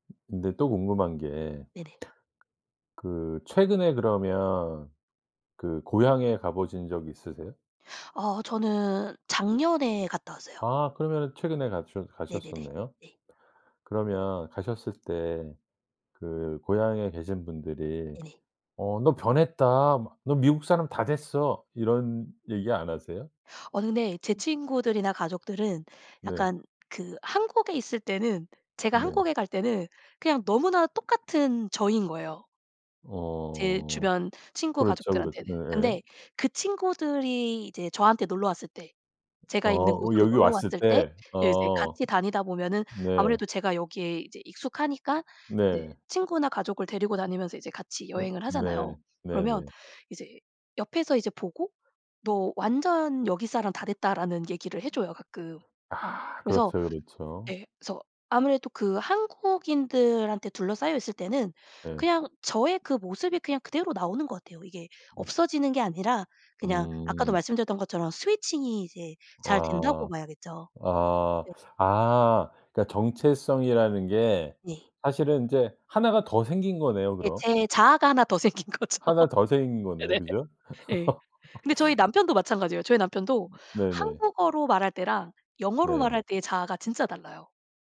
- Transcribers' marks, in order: tapping; "보신" said as "보진"; other background noise; put-on voice: "어 너 변했다"; put-on voice: "너 미국 사람 다 됐어"; in English: "switching이"; laughing while speaking: "더 생긴 거죠. 네네"; laugh; laugh
- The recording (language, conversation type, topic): Korean, podcast, 언어가 정체성에 어떤 역할을 한다고 생각하시나요?